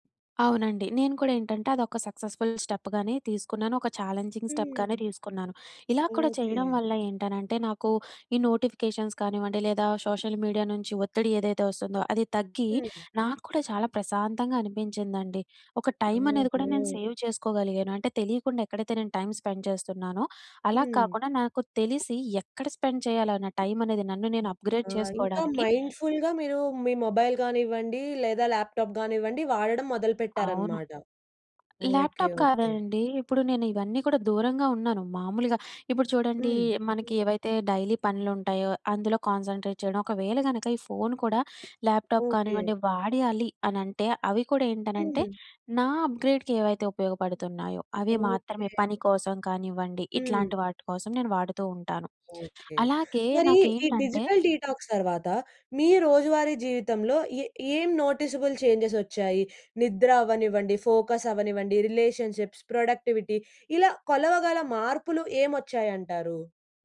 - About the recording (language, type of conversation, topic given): Telugu, podcast, డిజిటల్ డిటాక్స్ మీకు ఎలా ఉపయోగపడిందో చెప్పగలరా?
- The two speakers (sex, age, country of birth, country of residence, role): female, 20-24, India, India, host; female, 25-29, India, India, guest
- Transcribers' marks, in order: other background noise; in English: "సక్సెస్ఫుల్ స్టెప్"; in English: "ఛాలెంజింగ్ స్టెప్"; in English: "నోటిఫికేషన్స్"; in English: "సోషల్ మీడియా"; "ఒత్తిడి" said as "ఒత్తడి"; in English: "సేవ్"; in English: "టైమ్ స్పెండ్"; in English: "స్పెండ్"; in English: "అప్గ్రేడ్"; in English: "మైండ్ ఫుల్‌గా"; in English: "మొబైల్"; in English: "ల్యాప్టాప్"; tapping; in English: "ల్యాప్టాప్"; in English: "డైలీ"; in English: "కాన్సంట్రేట్"; in English: "ల్యాప్టాప్"; in English: "అప్గ్రేడ్‌కి"; in English: "డిజిటల్ డీటాక్స్"; other noise; in English: "నోటిసబుల్ చేంజెస్"; in English: "ఫోకస్"; in English: "రిలేషన్షిప్స్, ప్రొడక్టివిటీ"